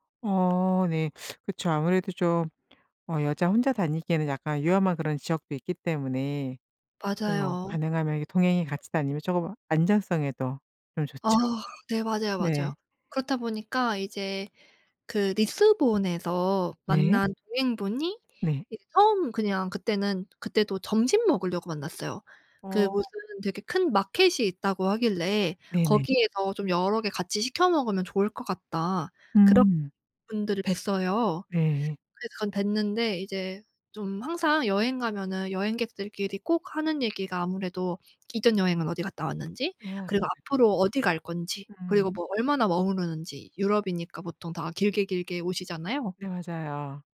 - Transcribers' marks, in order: other background noise; teeth sucking; tapping
- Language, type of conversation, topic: Korean, podcast, 여행 중 우연히 발견한 숨은 명소에 대해 들려주실 수 있나요?